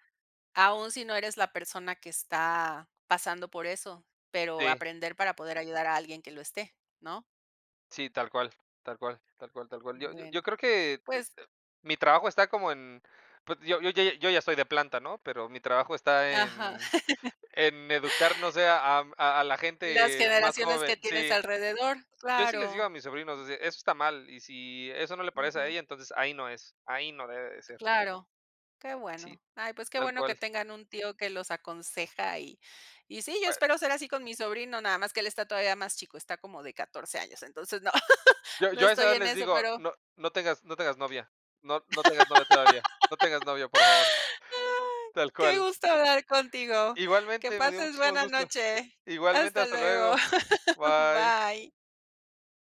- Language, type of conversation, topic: Spanish, unstructured, ¿Crees que las relaciones tóxicas afectan mucho la salud mental?
- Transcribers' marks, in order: other background noise; chuckle; tapping; unintelligible speech; chuckle; laugh; laugh